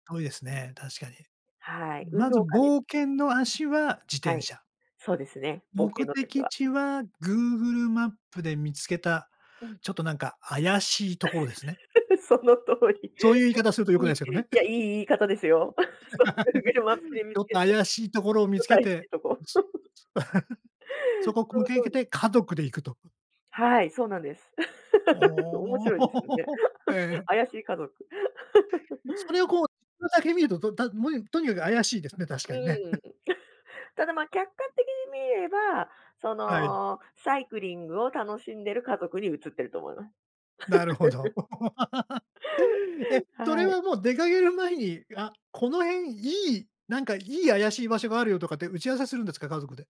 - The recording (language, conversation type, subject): Japanese, podcast, 山と海では、どちらの冒険がお好きですか？その理由も教えてください。
- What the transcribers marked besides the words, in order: laugh; laughing while speaking: "その通り"; unintelligible speech; laugh; laughing while speaking: "そ、グーグルマップで見つけた、ちょっと怪しいとこ"; laugh; other background noise; laugh; chuckle; "家族" said as "かどく"; laugh; laughing while speaking: "ええ"; laugh; chuckle; laugh